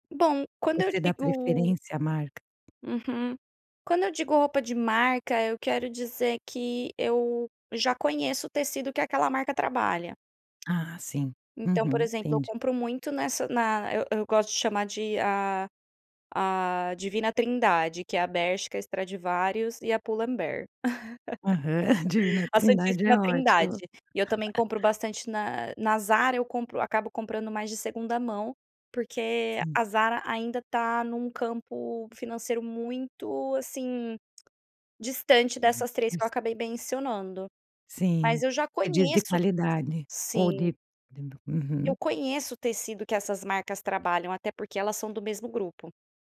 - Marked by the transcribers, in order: tapping; giggle; laugh; "mencionando" said as "bencionando"
- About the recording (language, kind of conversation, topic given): Portuguese, podcast, O que seu guarda-roupa diz sobre você?